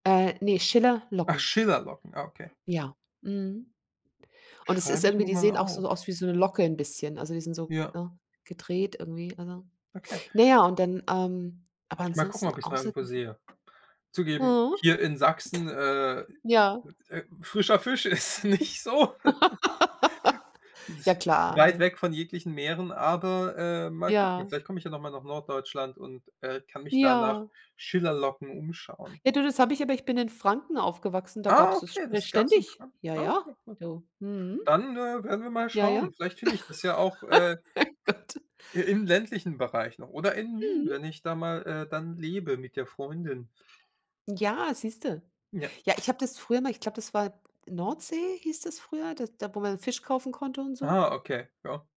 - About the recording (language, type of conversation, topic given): German, unstructured, Was war bisher dein ungewöhnlichstes Esserlebnis?
- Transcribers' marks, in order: tapping; unintelligible speech; other background noise; laughing while speaking: "ist nicht so"; laugh; laugh; laughing while speaking: "Gott"